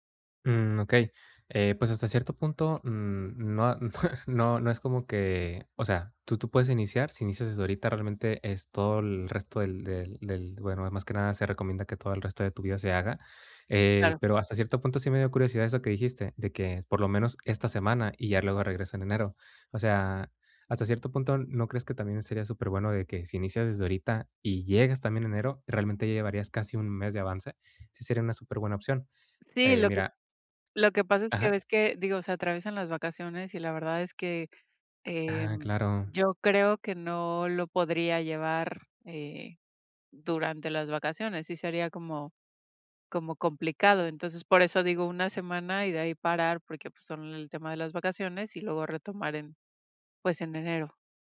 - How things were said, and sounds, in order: laughing while speaking: "no"; other noise
- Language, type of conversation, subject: Spanish, advice, ¿Cómo puedo superar el miedo y la procrastinación para empezar a hacer ejercicio?